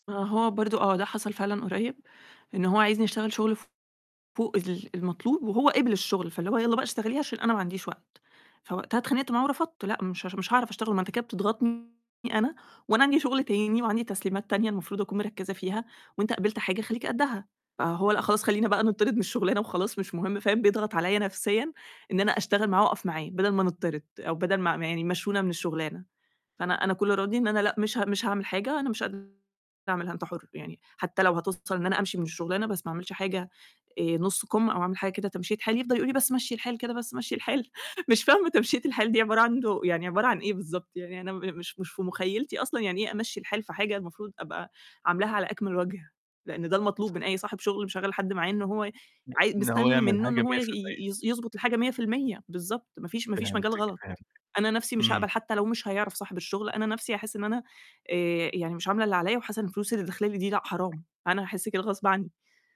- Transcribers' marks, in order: static; distorted speech; chuckle; laughing while speaking: "مش فاهمة تمشيّة الحال دي عبارة عنده"; unintelligible speech; tapping
- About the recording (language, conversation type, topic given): Arabic, advice, إزاي الكمالية بتمنعك تخلص الشغل أو تتقدّم في المشروع؟